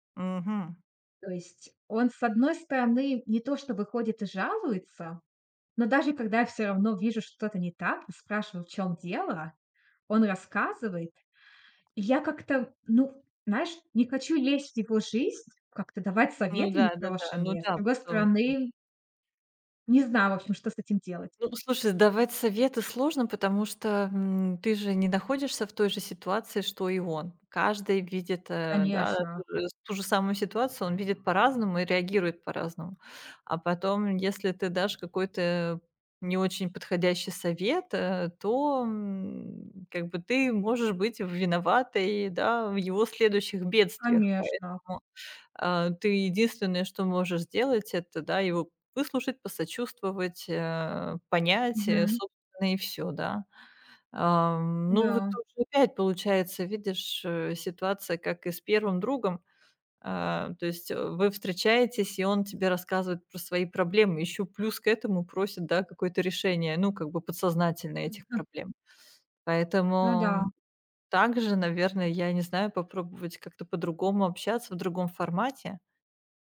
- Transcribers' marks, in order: other background noise
- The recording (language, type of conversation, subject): Russian, advice, Как поступить, если друзья постоянно пользуются мной и не уважают мои границы?
- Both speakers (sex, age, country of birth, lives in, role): female, 25-29, Russia, United States, user; female, 45-49, Russia, France, advisor